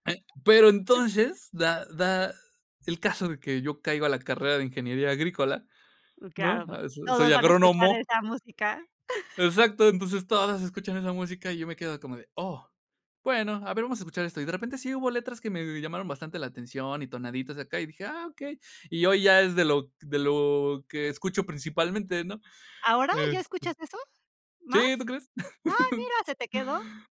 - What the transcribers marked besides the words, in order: other background noise; chuckle; chuckle
- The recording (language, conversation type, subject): Spanish, podcast, ¿Cómo ha cambiado tu gusto musical con los años?